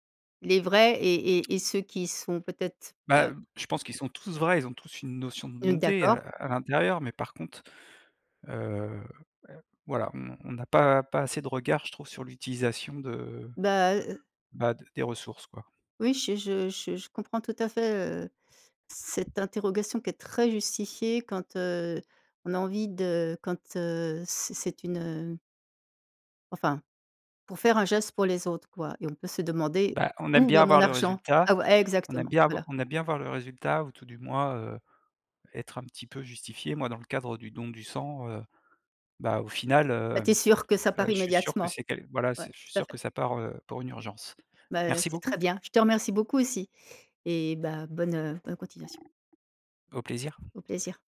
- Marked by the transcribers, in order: other background noise; tapping
- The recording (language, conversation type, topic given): French, podcast, Quel geste de bonté t’a vraiment marqué ?